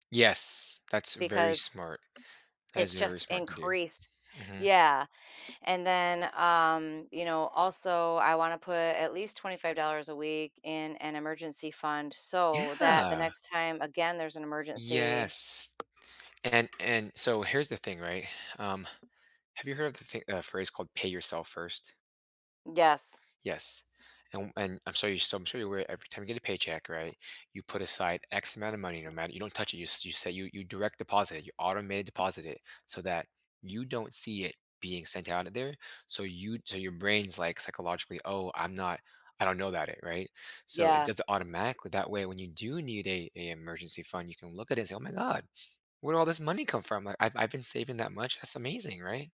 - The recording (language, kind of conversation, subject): English, advice, How can I balance hobbies and relationship time?
- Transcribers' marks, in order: other background noise; tapping